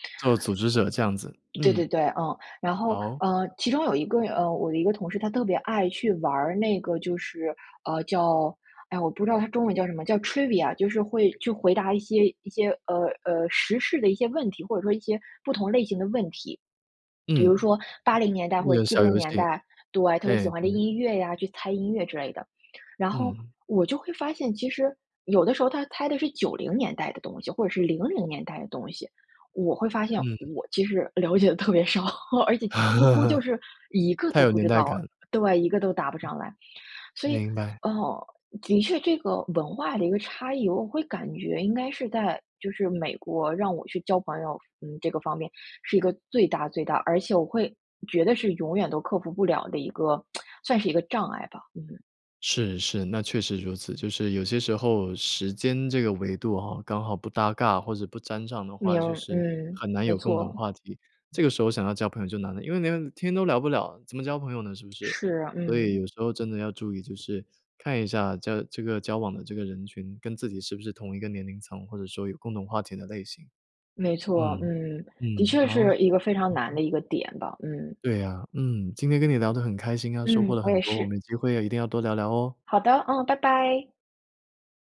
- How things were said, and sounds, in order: other background noise; in English: "Trivia"; laugh; laughing while speaking: "少"; tsk; unintelligible speech
- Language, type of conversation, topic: Chinese, podcast, 在异国交朋友时，最难克服的是什么？